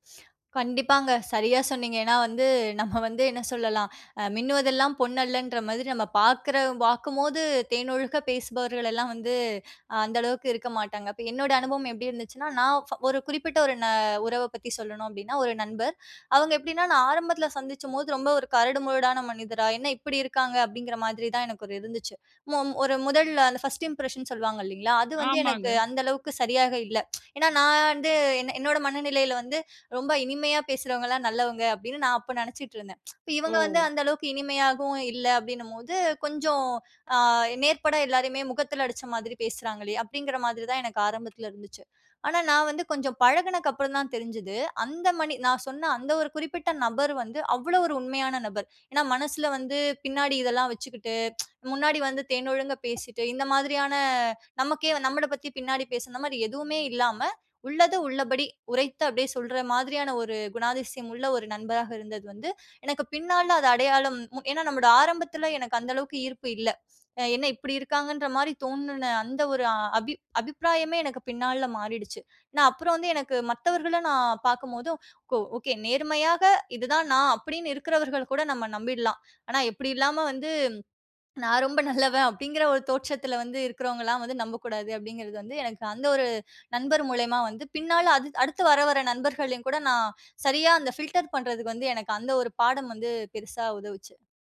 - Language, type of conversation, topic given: Tamil, podcast, புதிய இடத்தில் உண்மையான உறவுகளை எப்படிச் தொடங்கினீர்கள்?
- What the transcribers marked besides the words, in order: other background noise; chuckle; in English: "ஃபர்ஸ்ட் இம்ப்ரஷன்"; tsk; tsk; tsk